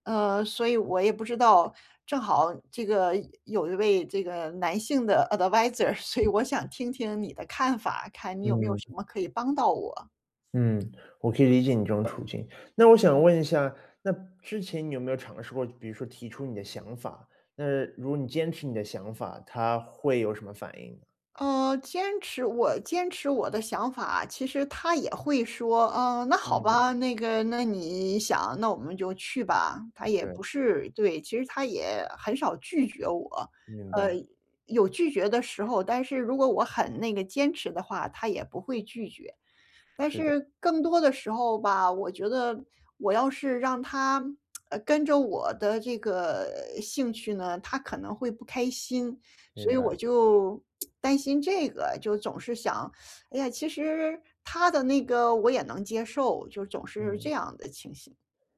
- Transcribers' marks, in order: laughing while speaking: "Adviser"; in English: "Adviser"; tapping; tsk; other background noise; teeth sucking
- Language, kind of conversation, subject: Chinese, advice, 在恋爱关系中，我怎样保持自我认同又不伤害亲密感？